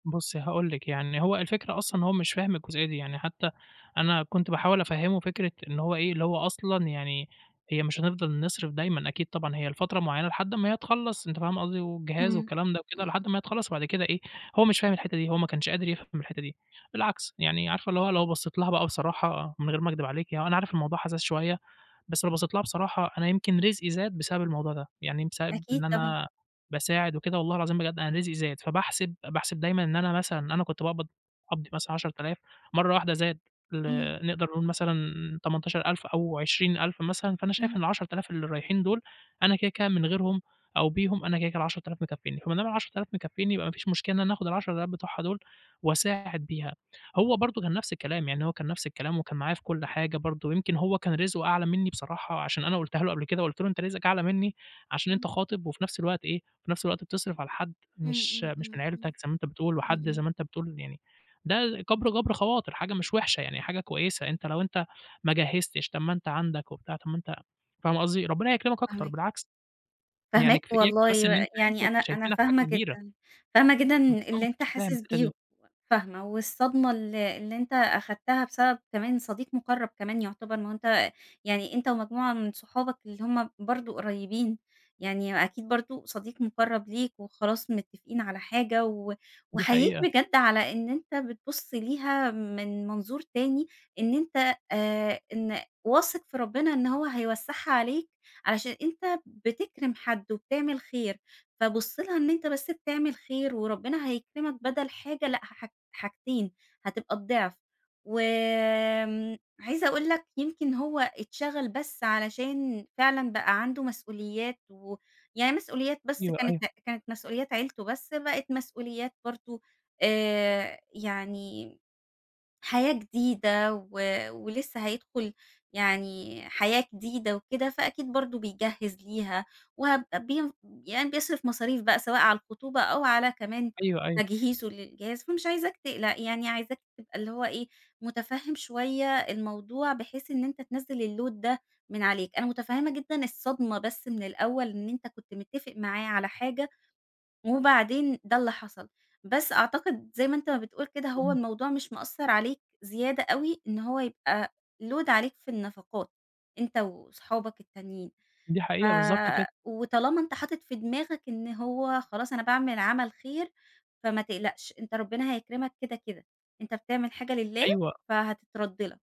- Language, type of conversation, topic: Arabic, advice, إزاي أتعامل مع خلاف على الفلوس بيني وبين صاحبي بسبب قسمة المصاريف أو سلفة؟
- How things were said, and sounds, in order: unintelligible speech; in English: "الload"; in English: "load"; tapping